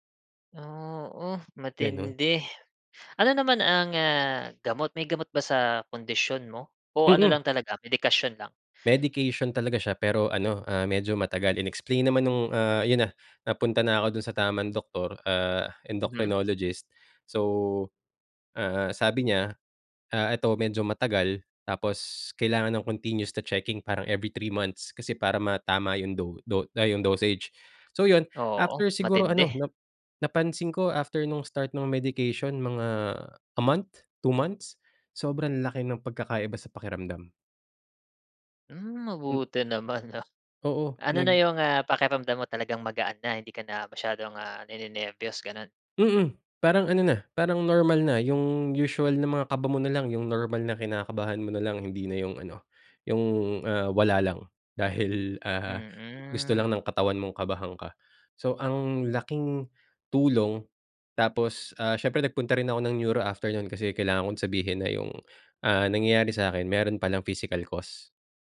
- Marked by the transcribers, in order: in English: "endocrinologist"; in English: "physical cost"
- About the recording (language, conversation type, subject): Filipino, podcast, Kapag nalampasan mo na ang isa mong takot, ano iyon at paano mo ito hinarap?